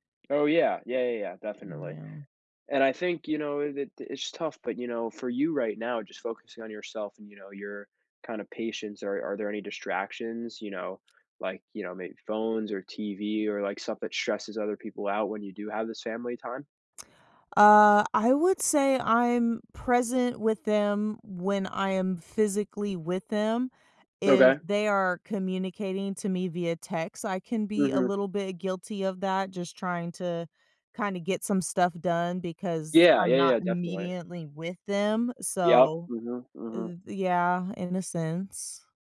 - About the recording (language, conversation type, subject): English, advice, How can I be more present and engaged with my family?
- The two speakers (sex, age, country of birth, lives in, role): female, 35-39, United States, United States, user; male, 20-24, United States, United States, advisor
- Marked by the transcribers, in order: tapping